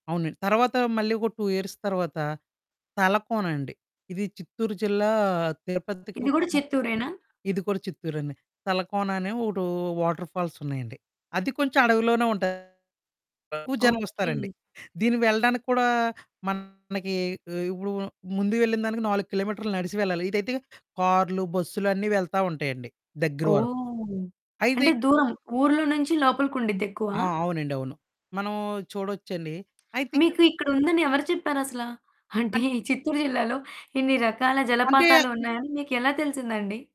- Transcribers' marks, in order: in English: "టూ ఇయర్స్"; distorted speech; in English: "వాటర్ ఫాల్స్"; static; laughing while speaking: "అంటే ఈ చిత్తూరు జిల్లాలో"
- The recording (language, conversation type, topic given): Telugu, podcast, జలపాతం దగ్గర నిలబడి ఉన్నప్పుడు మీరు ఎలాంటి శక్తిని అనుభవిస్తారు?